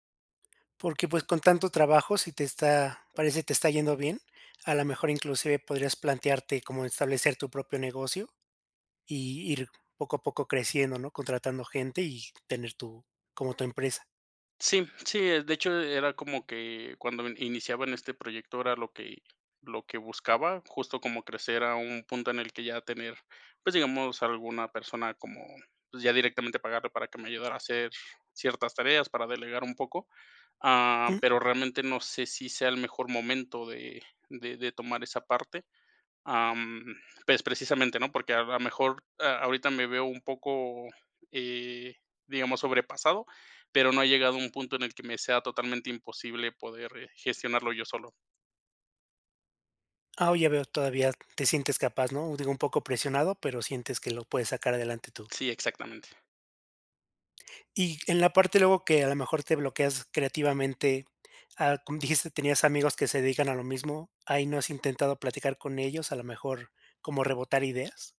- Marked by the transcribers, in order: other background noise
- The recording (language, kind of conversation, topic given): Spanish, advice, ¿Cómo puedo manejar la soledad, el estrés y el riesgo de agotamiento como fundador?